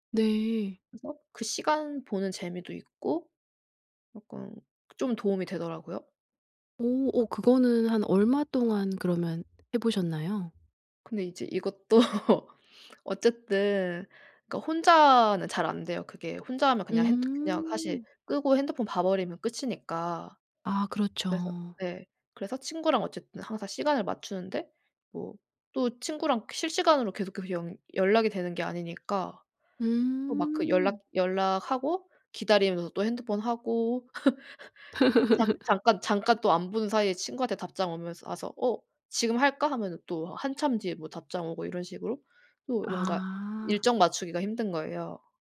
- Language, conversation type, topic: Korean, podcast, 디지털 디톡스는 어떻게 시작하나요?
- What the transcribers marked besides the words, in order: laughing while speaking: "이것도"; laugh; laugh